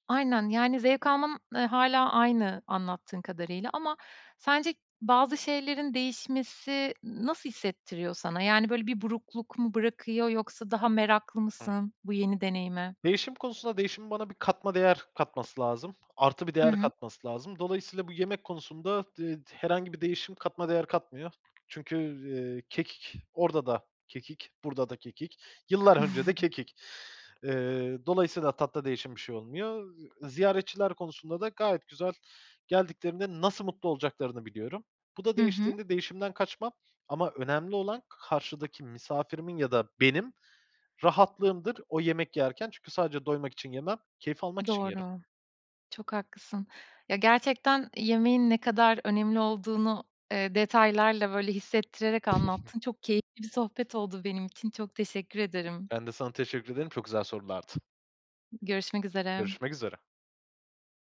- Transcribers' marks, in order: other noise; other background noise; snort; stressed: "benim"; snort
- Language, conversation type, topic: Turkish, podcast, Aile yemekleri kimliğini nasıl etkiledi sence?